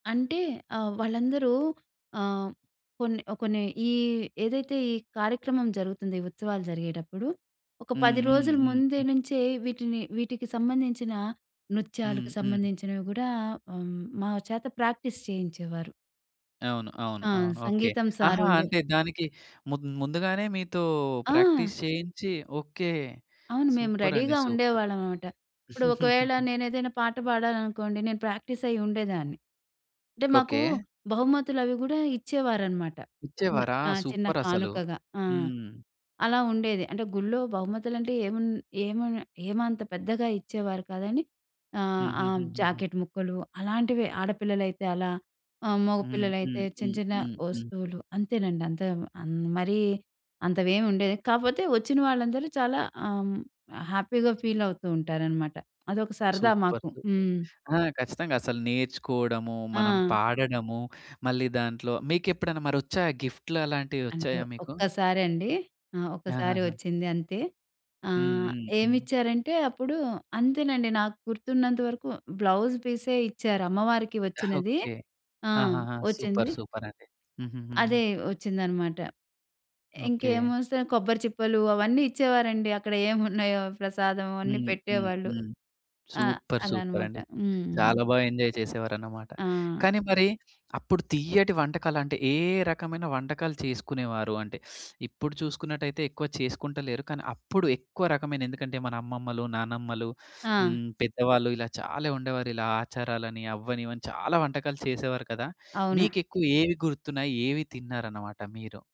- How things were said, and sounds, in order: in English: "ప్రాక్టీస్"; in English: "ప్రాక్టీస్"; in English: "రెడీ‌గా"; in English: "సూపర్"; in English: "సూపర్!"; chuckle; in English: "ప్రాక్టీస్"; in English: "సూపర్"; in English: "జాకెట్"; in English: "హ్యాపీగా ఫీల్"; in English: "సూపర్! సూపర్!"; in English: "బ్లౌజ్"; in English: "సూపర్! సూపర్"; tapping; giggle; in English: "సూపర్! సూపర్"; other background noise; in English: "ఎంజాయ్"; stressed: "చాలా"; stressed: "చాలా"
- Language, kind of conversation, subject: Telugu, podcast, ఏ స్థానిక ఉత్సవం మీ మనసును అత్యంతగా తాకిందో చెప్పగలరా?
- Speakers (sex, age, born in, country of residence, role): female, 40-44, India, India, guest; male, 25-29, India, India, host